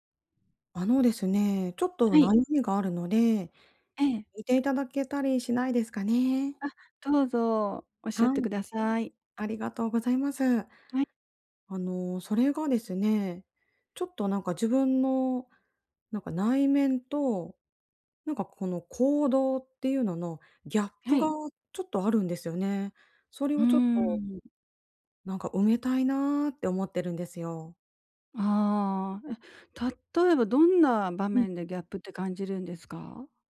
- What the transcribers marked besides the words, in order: other background noise; other noise
- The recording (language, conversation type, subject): Japanese, advice, 内面と行動のギャップをどうすれば埋められますか？